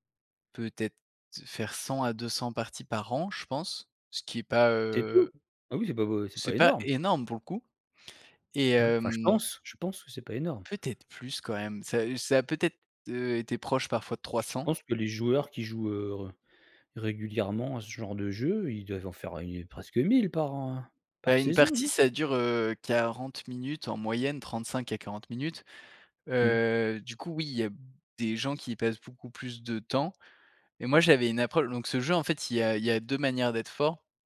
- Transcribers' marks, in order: none
- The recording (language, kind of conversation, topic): French, podcast, Quelles peurs as-tu dû surmonter pour te remettre à un ancien loisir ?